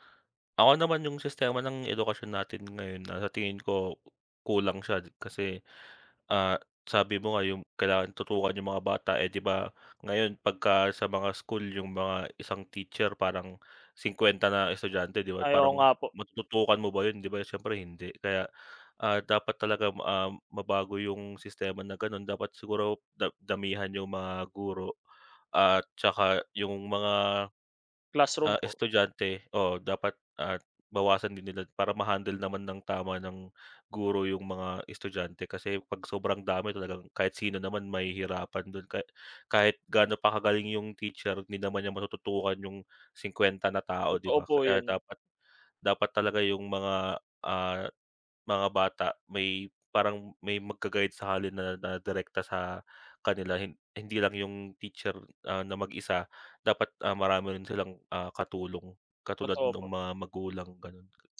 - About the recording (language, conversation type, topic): Filipino, unstructured, Paano sa palagay mo dapat magbago ang sistema ng edukasyon?
- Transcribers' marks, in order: other background noise; tapping